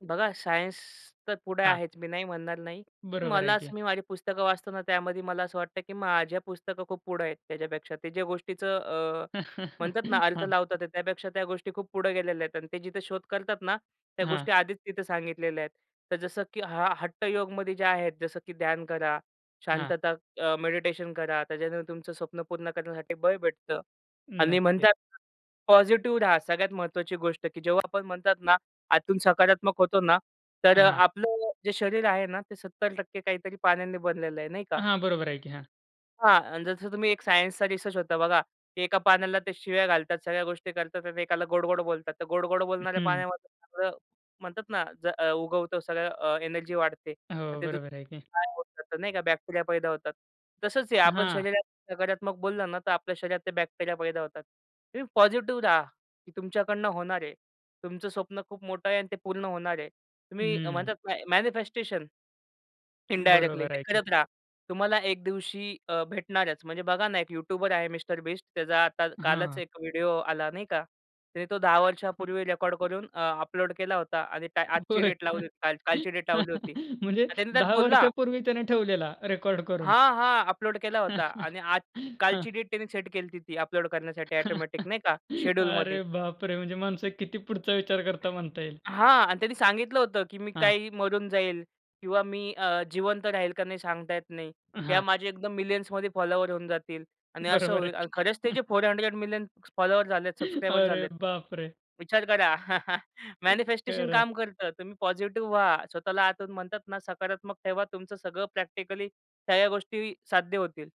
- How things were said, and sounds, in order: other background noise; laugh; tapping; unintelligible speech; in English: "बॅक्टेरिया"; in English: "बॅक्टेरिया"; in English: "मॅनिफेस्टेशन"; laughing while speaking: "होय"; chuckle; chuckle; "केली होती" said as "केलती"; chuckle; in English: "मिलियन्समध्ये"; laughing while speaking: "बरोबर आहे की"; chuckle; in English: "फोर हंड्रेड मिलियन"; inhale; laughing while speaking: "अरे बापरे!"; chuckle; in English: "मॅनिफेस्टेशन"
- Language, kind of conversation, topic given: Marathi, podcast, तुम्हाला स्वप्ने साध्य करण्याची प्रेरणा कुठून मिळते?